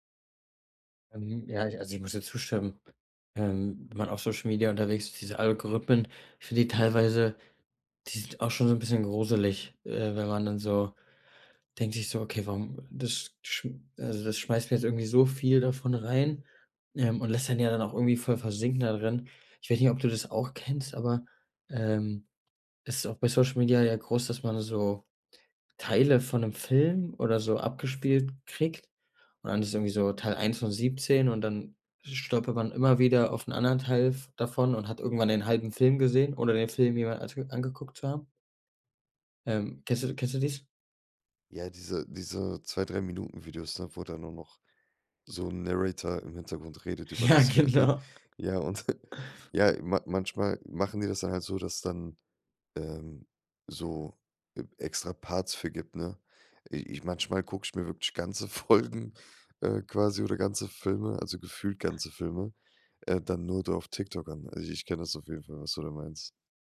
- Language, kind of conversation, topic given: German, podcast, Wie beeinflussen Algorithmen unseren Seriengeschmack?
- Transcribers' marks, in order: in English: "Narrator"; laughing while speaking: "Ja, genau"; chuckle; laughing while speaking: "Folgen"